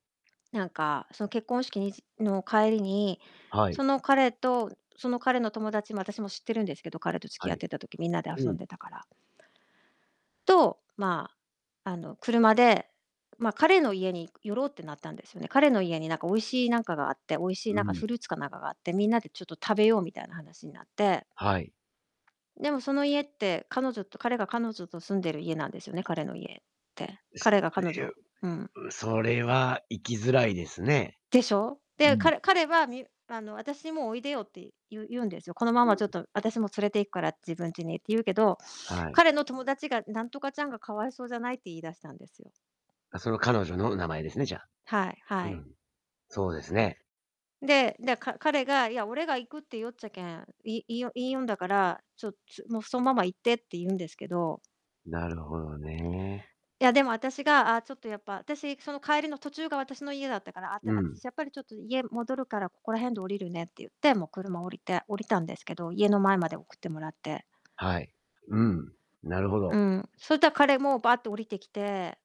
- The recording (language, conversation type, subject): Japanese, advice, 別れた相手と友人関係を続けるべきか悩んでいますが、どうしたらいいですか？
- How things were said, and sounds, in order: distorted speech